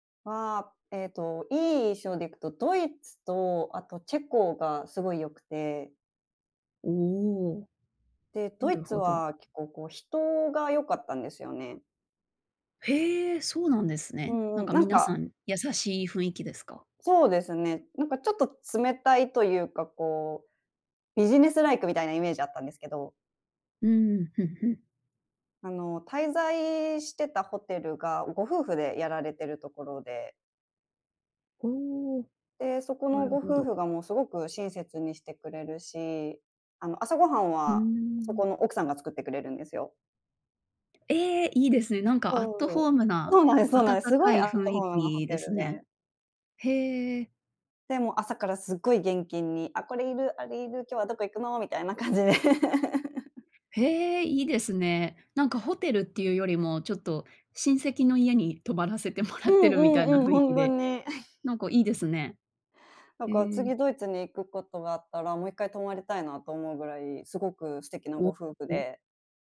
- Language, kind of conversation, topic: Japanese, podcast, 一番忘れられない旅行の話を聞かせてもらえますか？
- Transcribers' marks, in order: in English: "ビジネスライク"; laughing while speaking: "みたいな感じで"; laugh; unintelligible speech